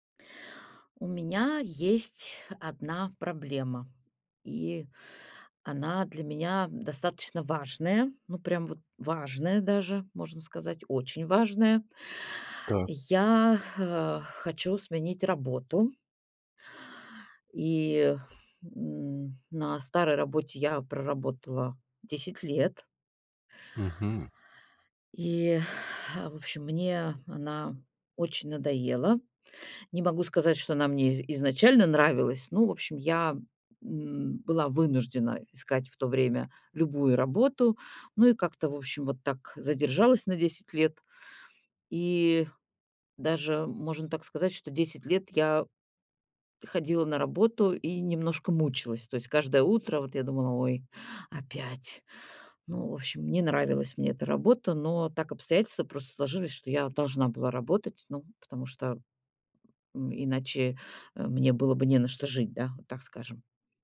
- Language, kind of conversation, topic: Russian, advice, Как решиться сменить профессию в середине жизни?
- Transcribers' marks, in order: tapping